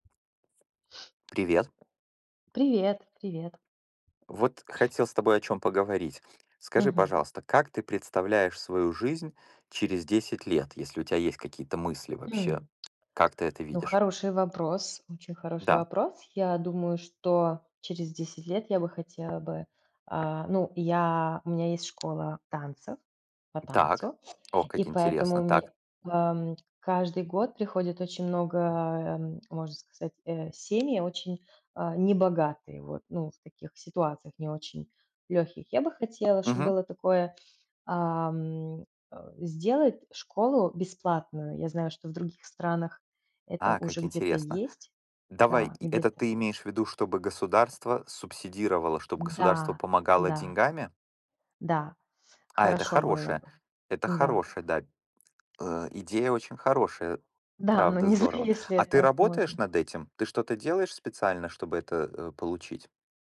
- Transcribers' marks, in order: tapping; other background noise; other noise; background speech; laughing while speaking: "не знаю"
- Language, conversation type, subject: Russian, unstructured, Как ты представляешь свою жизнь через десять лет?
- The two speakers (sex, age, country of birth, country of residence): female, 35-39, Latvia, Italy; male, 45-49, Ukraine, United States